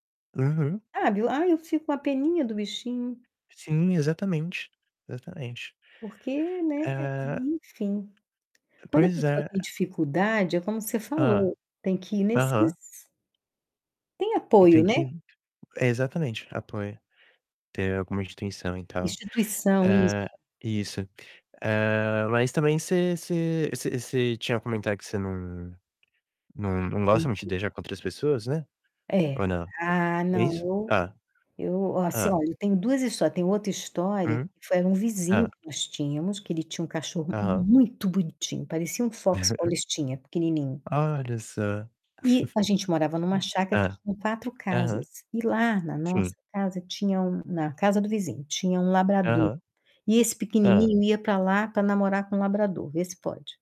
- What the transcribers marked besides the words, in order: tapping; other background noise; distorted speech; static; unintelligible speech; chuckle; chuckle
- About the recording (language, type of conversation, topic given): Portuguese, unstructured, Como convencer alguém a não abandonar um cachorro ou um gato?